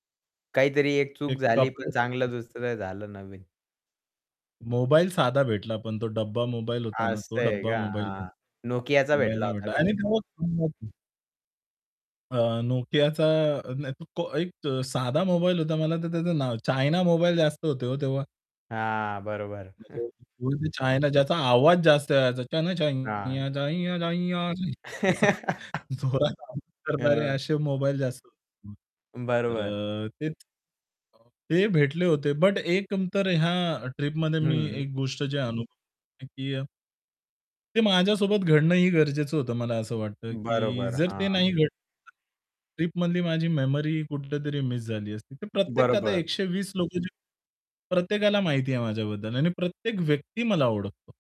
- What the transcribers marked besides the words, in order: static; unintelligible speech; unintelligible speech; tapping; unintelligible speech; unintelligible speech; unintelligible speech; chuckle; singing: "चल छैया छैया छैया छैया"; chuckle; laughing while speaking: "जोरात आवाज करणारे"; other background noise; chuckle; distorted speech
- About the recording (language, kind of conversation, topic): Marathi, podcast, सामान हरवल्यावर तुम्हाला काय अनुभव आला?